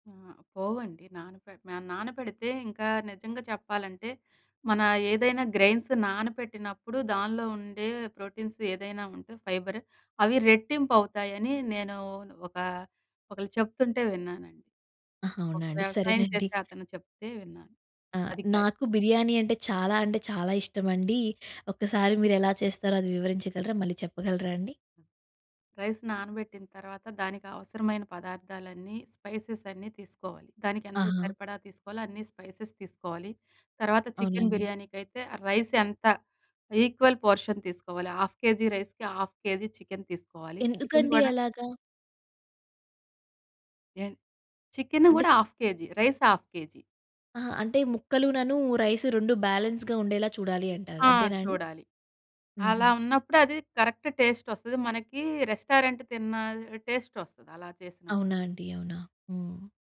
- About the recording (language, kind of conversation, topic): Telugu, podcast, రుచికరమైన స్మృతులు ఏ వంటకంతో ముడిపడ్డాయి?
- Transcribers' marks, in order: in English: "గ్రేయిన్స్"; in English: "ప్రోటీన్స్"; other noise; in English: "రైస్"; in English: "స్పైసెస్"; in English: "స్పైసెస్"; in English: "చికెన్"; in English: "రైస్"; in English: "ఈక్వల్ పోర్షన్"; in English: "హాఫ్ కేజీ రైస్‍కి, హాఫ్ కేజీ"; in English: "చికెన్"; in English: "చికెన్"; in English: "హాఫ్ కేజీ. రైస్ హాఫ్ కేజీ"; tapping; in English: "బ్యాలెన్స్‌గా"; in English: "కరెక్ట్ టేస్ట్"; in English: "రెస్టారెంట్"; in English: "టేస్ట్"